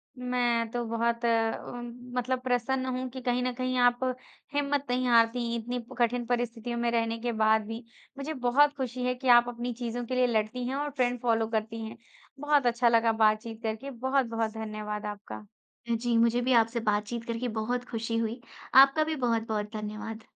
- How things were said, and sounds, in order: other background noise; in English: "ट्रेंड फ़ॉलो"
- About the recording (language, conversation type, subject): Hindi, podcast, आपके अनुसार चलन और हकीकत के बीच संतुलन कैसे बनाया जा सकता है?
- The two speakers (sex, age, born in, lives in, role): female, 20-24, India, India, guest; female, 20-24, India, India, host